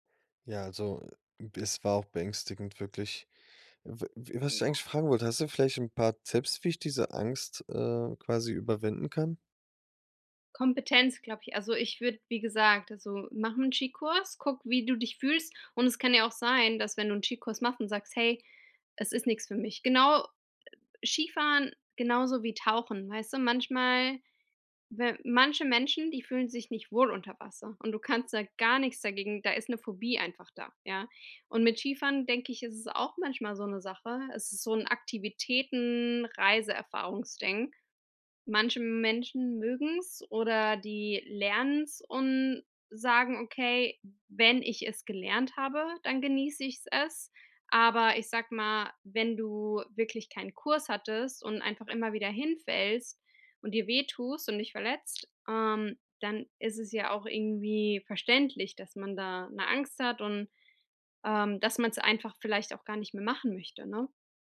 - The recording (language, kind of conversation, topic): German, advice, Wie kann ich meine Reiseängste vor neuen Orten überwinden?
- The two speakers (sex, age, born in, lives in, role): female, 35-39, Germany, United States, advisor; male, 25-29, Germany, Germany, user
- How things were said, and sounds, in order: afraid: "beängstigend wirklich"; stressed: "gar nichts"; "lernen es" said as "lernens"; stressed: "wenn"; other background noise